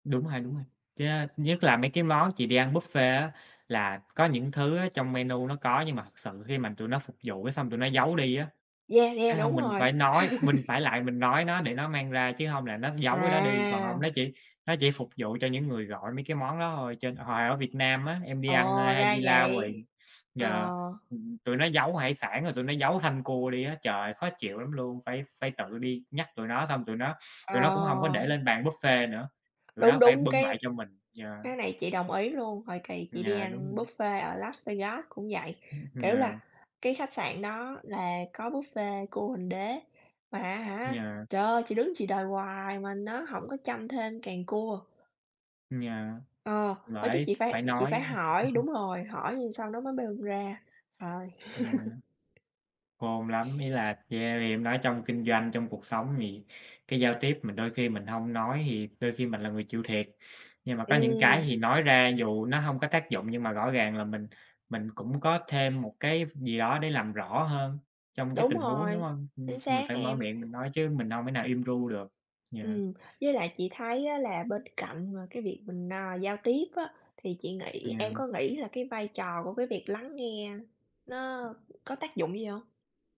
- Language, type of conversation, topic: Vietnamese, unstructured, Bạn muốn cải thiện kỹ năng giao tiếp của mình như thế nào?
- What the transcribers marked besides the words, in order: laugh; tapping; other background noise; laugh; laugh; "thể" said as "mể"